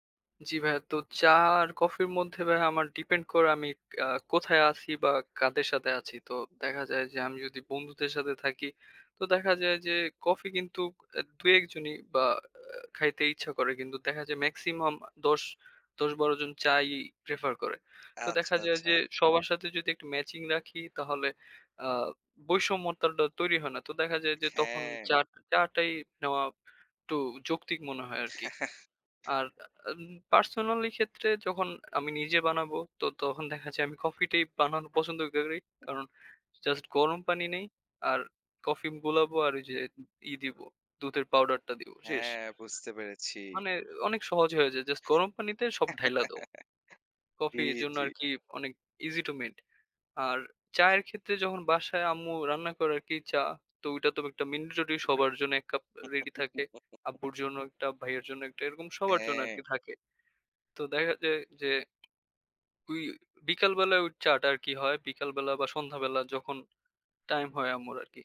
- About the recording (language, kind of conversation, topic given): Bengali, unstructured, চা আর কফির মধ্যে আপনার প্রথম পছন্দ কোনটি?
- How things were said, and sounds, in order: other background noise; chuckle; giggle; giggle